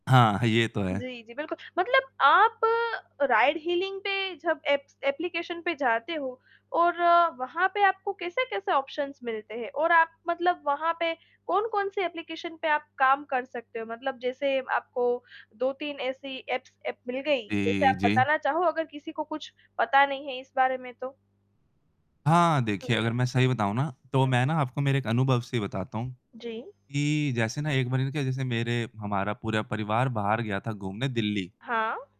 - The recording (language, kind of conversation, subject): Hindi, podcast, राइड बुकिंग और खाना पहुँचाने वाले ऐप्स ने हमारी रोज़मर्रा की ज़िंदगी को कैसे बदला है?
- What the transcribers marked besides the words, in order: static; mechanical hum; in English: "राइड हीलिंग"; in English: "एप्स"; in English: "ऑप्शंस"; in English: "एप्लीकेशन"; in English: "एप्स"; distorted speech